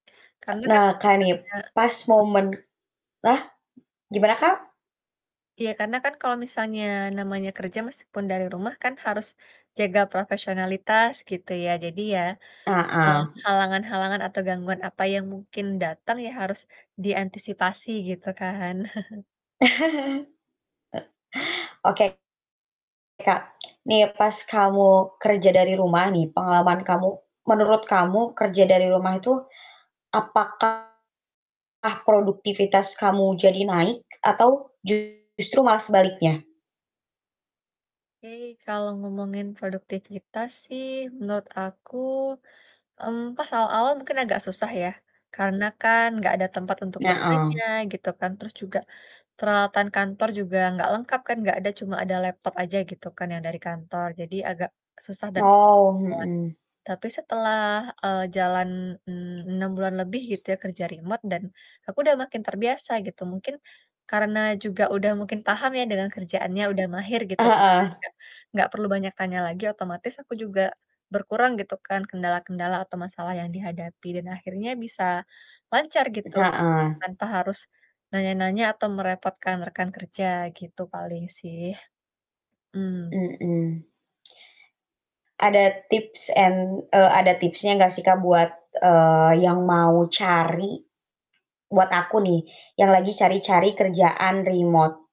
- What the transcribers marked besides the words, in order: distorted speech; static; other background noise; chuckle; unintelligible speech; tapping; in English: "tips and"
- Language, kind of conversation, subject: Indonesian, podcast, Bagaimana pengalamanmu bekerja dari rumah atau jarak jauh?